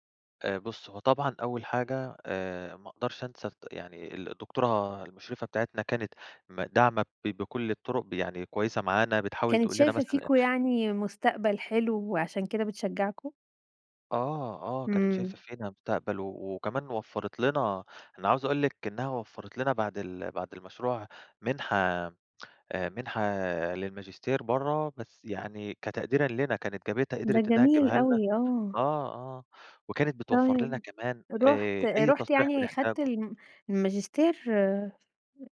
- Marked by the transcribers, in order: other noise
- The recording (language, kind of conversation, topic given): Arabic, podcast, احكي لنا عن أول مرة حسّيت فيها إنك مبدع؟